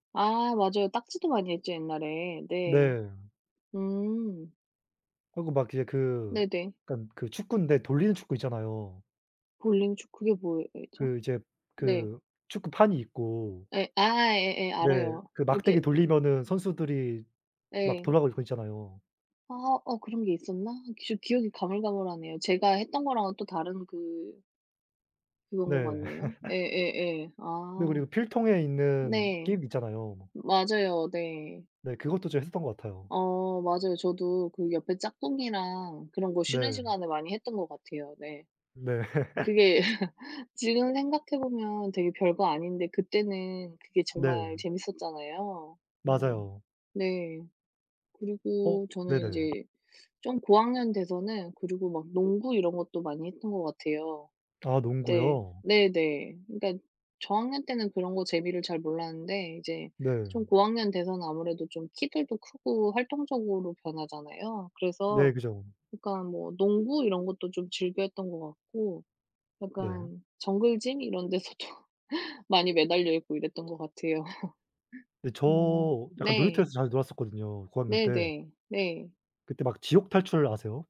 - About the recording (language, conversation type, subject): Korean, unstructured, 어린 시절에 가장 기억에 남는 순간은 무엇인가요?
- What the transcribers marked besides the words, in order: tapping; other background noise; laugh; laugh; laughing while speaking: "데서도"; laugh